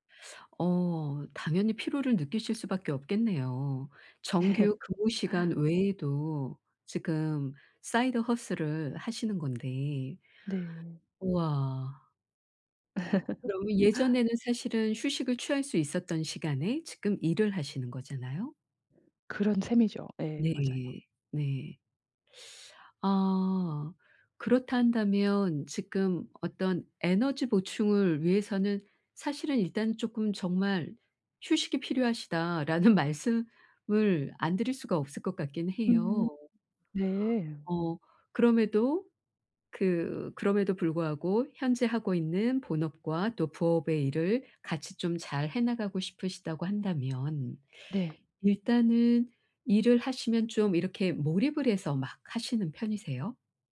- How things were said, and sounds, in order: teeth sucking; laughing while speaking: "네"; laugh; in English: "Side Hustle을"; laugh; other background noise; teeth sucking; laughing while speaking: "라는"; tapping
- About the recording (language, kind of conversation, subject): Korean, advice, 긴 작업 시간 동안 피로를 관리하고 에너지를 유지하기 위한 회복 루틴을 어떻게 만들 수 있을까요?